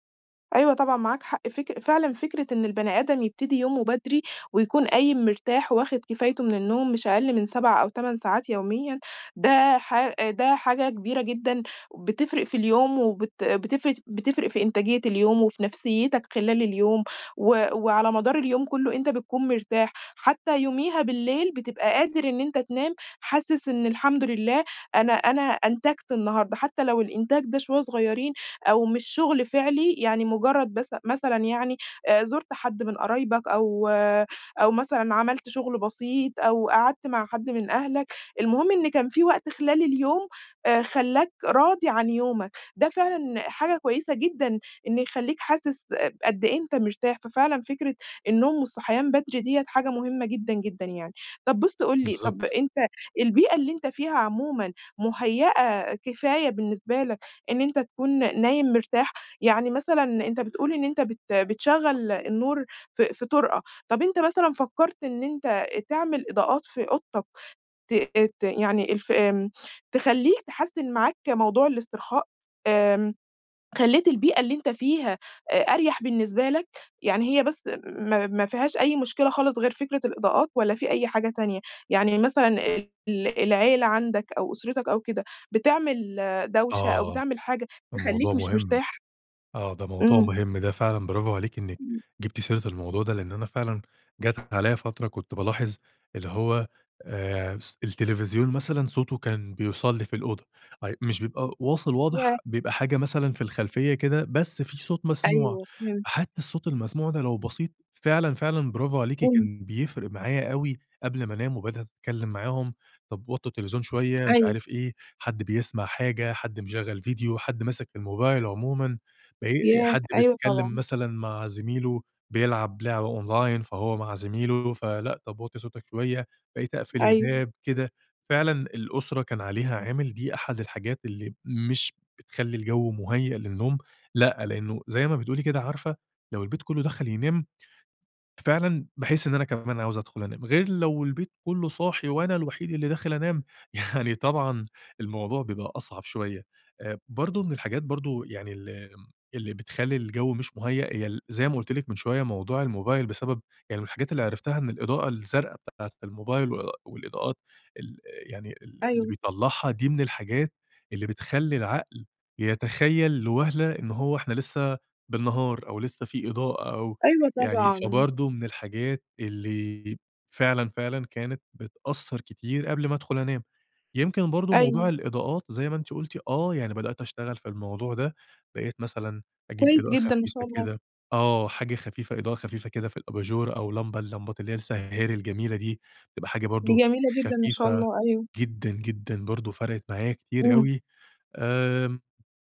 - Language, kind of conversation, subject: Arabic, advice, إزاي أقدر ألتزم بروتين للاسترخاء قبل النوم؟
- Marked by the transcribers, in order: tapping; other background noise; in English: "Online"; laughing while speaking: "يعني"